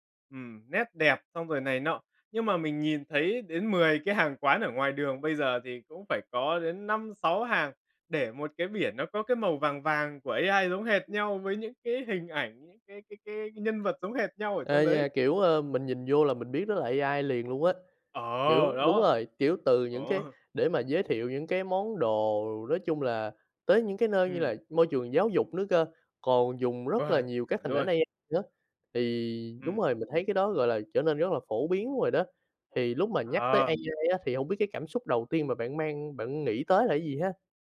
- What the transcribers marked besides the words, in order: tapping; other background noise; chuckle
- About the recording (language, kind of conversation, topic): Vietnamese, podcast, Bạn nghĩ trí tuệ nhân tạo đang tác động như thế nào đến đời sống hằng ngày của chúng ta?